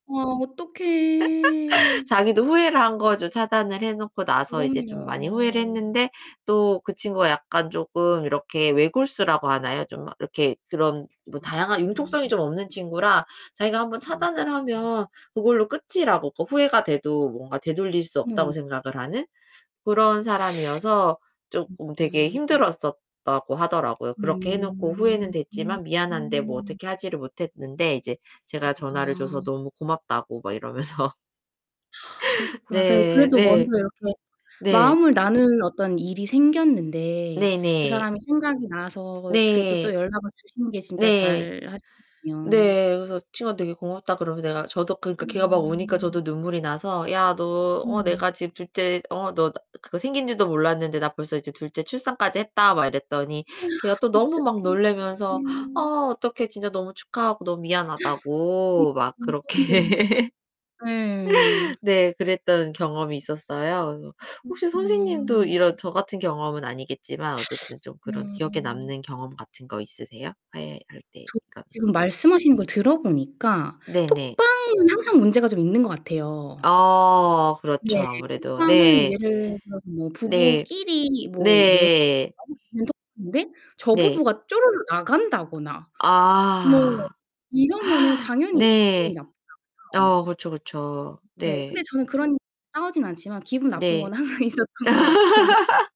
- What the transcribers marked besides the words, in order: other background noise; drawn out: "어떡해"; laugh; distorted speech; unintelligible speech; laughing while speaking: "이러면서"; sigh; tapping; sigh; gasp; laughing while speaking: "그렇게"; laugh; gasp; laughing while speaking: "항상 있었던 것 같고"; laugh
- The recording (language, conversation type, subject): Korean, unstructured, 가장 기억에 남는 화해 경험이 있으신가요?